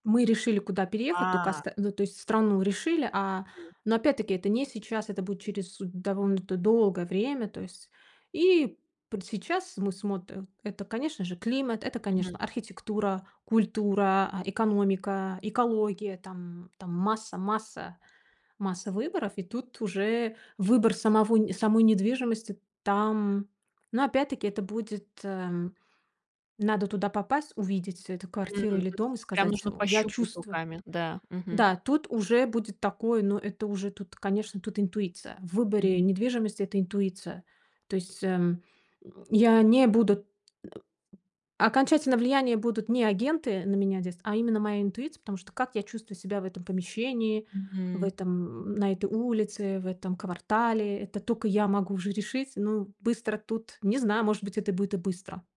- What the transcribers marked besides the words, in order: tapping
- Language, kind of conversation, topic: Russian, podcast, Какие простые правила помогают выбирать быстрее?